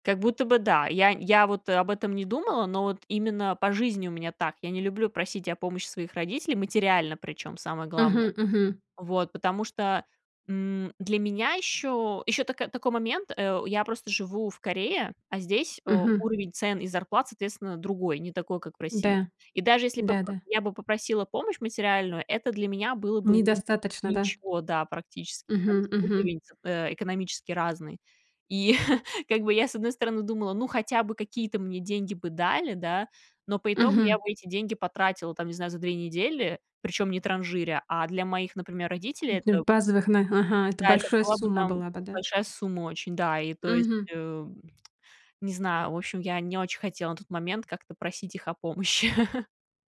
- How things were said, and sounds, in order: tapping; chuckle; unintelligible speech; tsk; laugh
- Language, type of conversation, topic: Russian, podcast, Когда стоит менять работу ради карьерного роста?